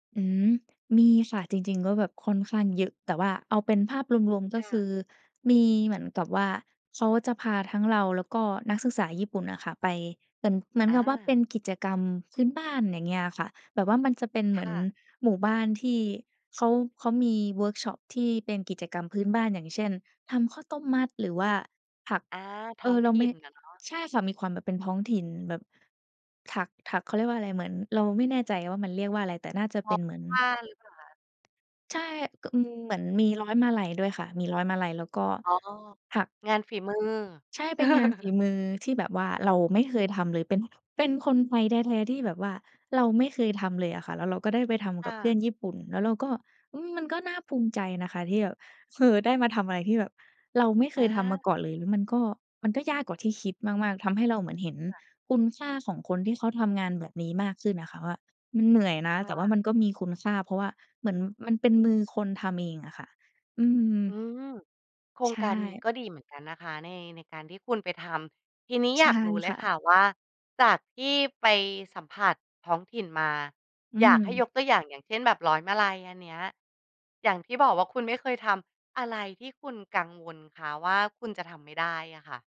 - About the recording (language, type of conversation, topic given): Thai, podcast, เคยมีประสบการณ์อะไรไหมที่ทำให้คุณแปลกใจว่าตัวเองก็ทำได้?
- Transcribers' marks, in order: other background noise; laugh